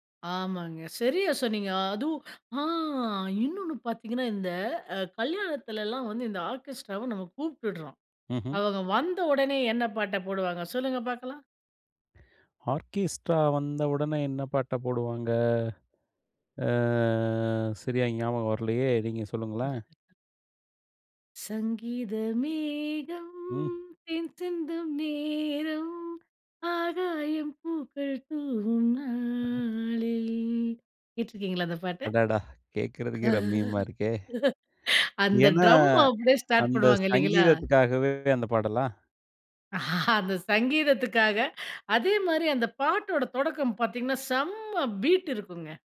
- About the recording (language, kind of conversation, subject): Tamil, podcast, விழா அல்லது திருமணம் போன்ற நிகழ்ச்சிகளை நினைவூட்டும் பாடல் எது?
- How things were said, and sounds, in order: drawn out: "ஆ"; anticipating: "அவங்க வந்த உடனே என்ன பாட்ட போடுவாங்க? சொல்லுங்க பார்க்கலாம்"; other background noise; drawn out: "ஆ"; tapping; singing: "சங்கீத மேகம் தேன் சிந்தும் நேரம், ஆகாயம் பூக்கள் தூவும் நாளில்"; surprised: "அடடா! கேக்குறதுக்கே ரம்யமா இருக்கே"; laugh; laugh